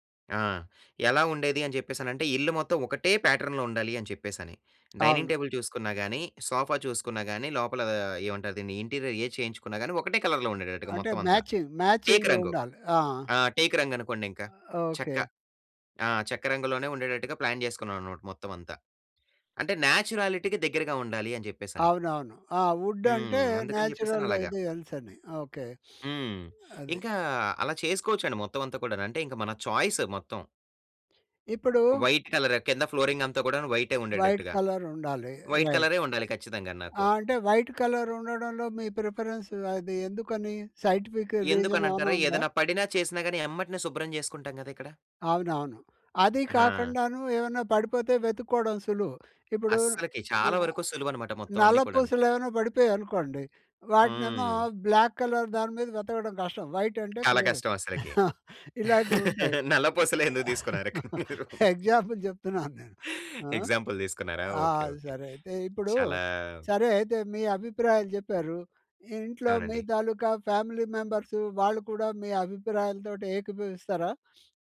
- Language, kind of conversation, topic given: Telugu, podcast, రంగులు మీ వ్యక్తిత్వాన్ని ఎలా వెల్లడిస్తాయనుకుంటారు?
- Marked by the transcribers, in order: in English: "ప్యాటర్న్‌లో"; in English: "డైనింగ్ టేబుల్"; in English: "సోఫా"; in English: "ఇంటీరియర్"; in English: "మ్యాచింగ్"; in English: "కలర్‌లో"; in English: "ప్లాన్"; in English: "నేచురాలిటీకి"; in English: "నేచురల్"; sniff; in English: "చాయిస్"; other background noise; in English: "వైట్"; in English: "వైట్"; in English: "వైట్"; in English: "రైట్"; in English: "వైట్"; in English: "ప్రిఫరెన్స్"; in English: "సైంటిఫిక్"; in English: "బ్లాక్ కలర్"; in English: "వైట్"; laughing while speaking: "నల్ల పూసలె ఎందుకు తీసుకున్నారు కానీ మీరు?"; chuckle; laughing while speaking: "ఎగ్జాంపుల్ చెప్తున్నాను నేను"; in English: "ఎగ్జాంపుల్"; in English: "ఎగ్సాపుల్"; in English: "ఫ్యామిలీ మెంబర్స్"; sniff